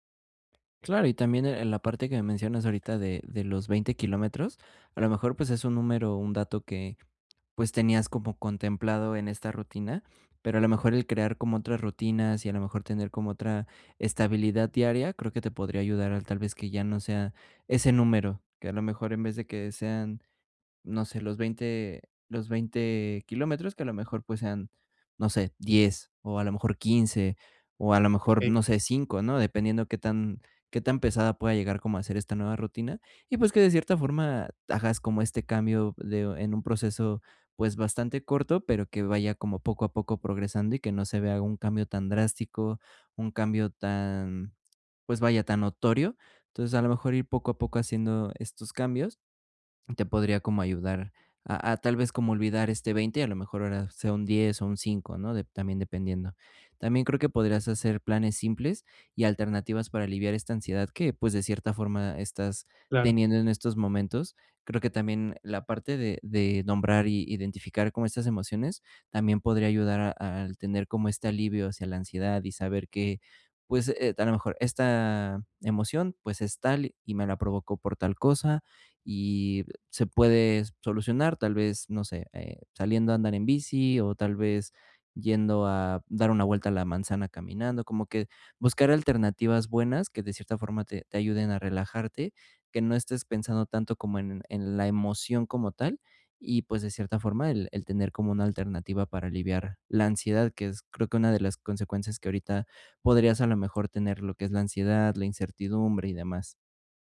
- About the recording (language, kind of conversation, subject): Spanish, advice, ¿Cómo puedo manejar la incertidumbre durante una transición, como un cambio de trabajo o de vida?
- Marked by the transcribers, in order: other background noise